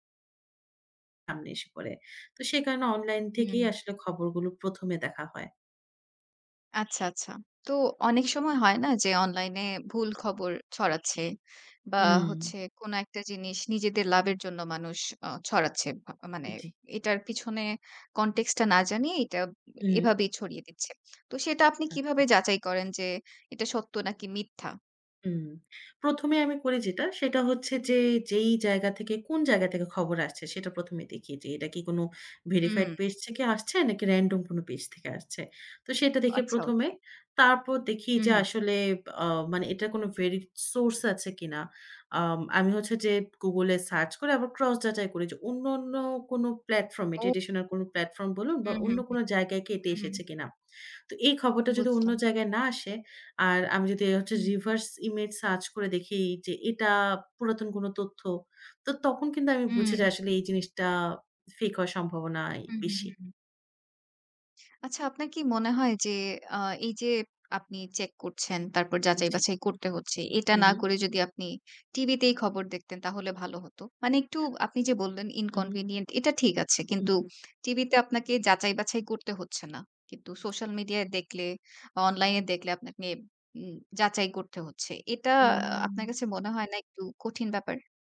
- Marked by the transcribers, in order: tapping; other background noise; "লাভের" said as "লাবের"; in English: "random"; in English: "রিভার্স ইমেজ সার্চ"; in English: "ইনকনভিনিয়েন্ট"; drawn out: "উম"
- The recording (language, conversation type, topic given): Bengali, podcast, অনলাইনে কোনো খবর দেখলে আপনি কীভাবে সেটির সত্যতা যাচাই করেন?